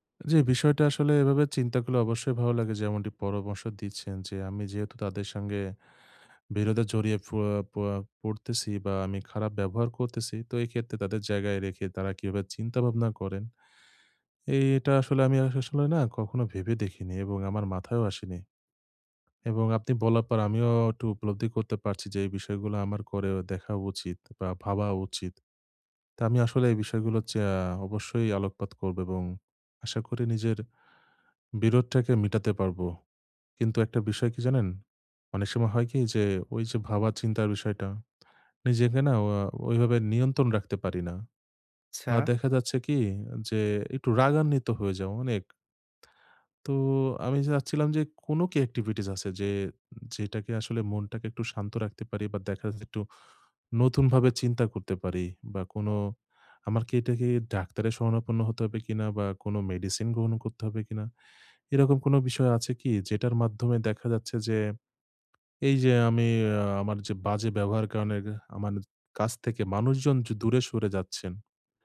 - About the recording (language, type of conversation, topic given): Bengali, advice, বিরোধের সময় কীভাবে সম্মান বজায় রেখে সহজভাবে প্রতিক্রিয়া জানাতে পারি?
- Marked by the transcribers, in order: other background noise; tapping; "আসলে" said as "আসাশলে"; lip smack; lip smack